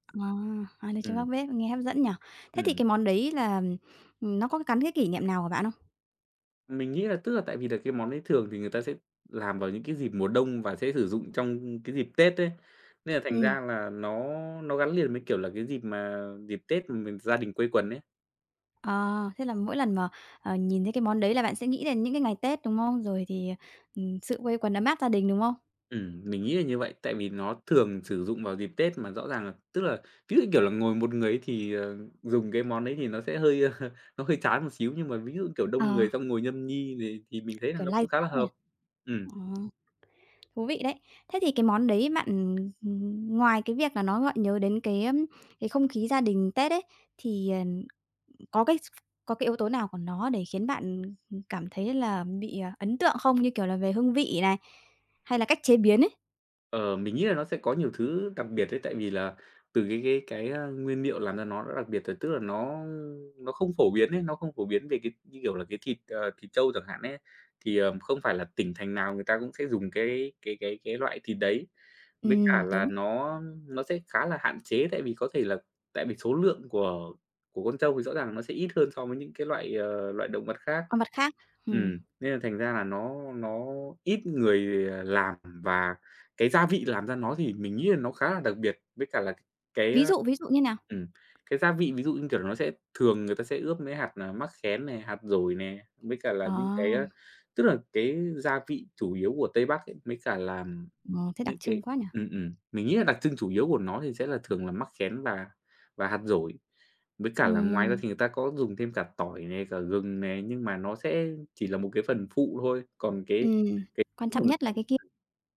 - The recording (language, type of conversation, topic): Vietnamese, podcast, Món ăn nhà ai gợi nhớ quê hương nhất đối với bạn?
- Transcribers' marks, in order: tapping; other background noise; laughing while speaking: "hơi"; unintelligible speech